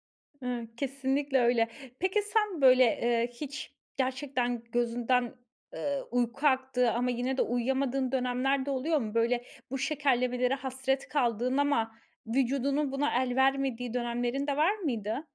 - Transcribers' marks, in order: other background noise
- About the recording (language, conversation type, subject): Turkish, podcast, Kısa şekerlemeler hakkında ne düşünüyorsun?